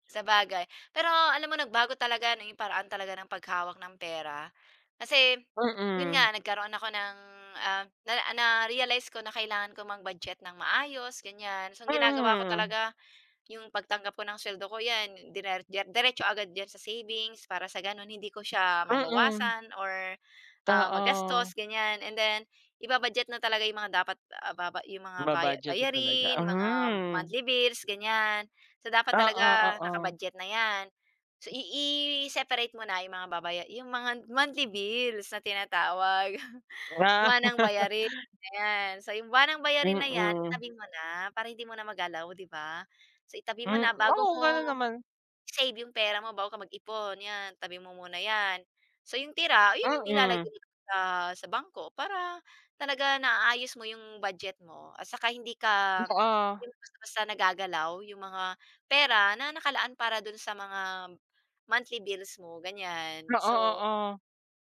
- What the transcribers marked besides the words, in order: chuckle; laugh
- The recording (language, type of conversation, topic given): Filipino, unstructured, Ano ang pinakanakakagulat na nangyari sa’yo dahil sa pera?
- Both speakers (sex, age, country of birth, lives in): female, 40-44, Philippines, Philippines; male, 25-29, Philippines, Philippines